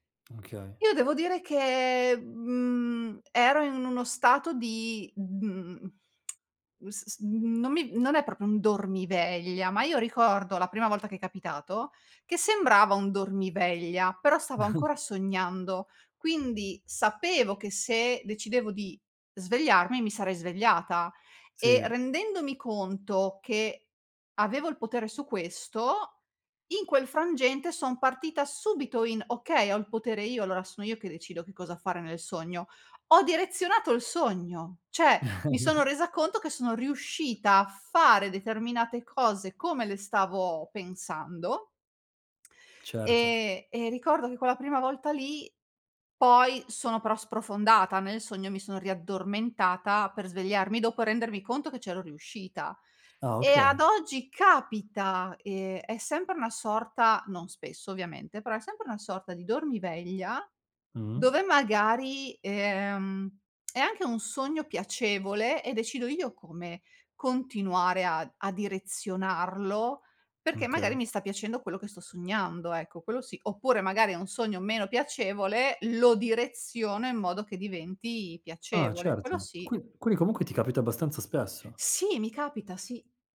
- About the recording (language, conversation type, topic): Italian, podcast, Che ruolo ha il sonno nel tuo equilibrio mentale?
- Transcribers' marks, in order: tapping; chuckle; other background noise; "allora" said as "lora"; "cioè" said as "ceh"; chuckle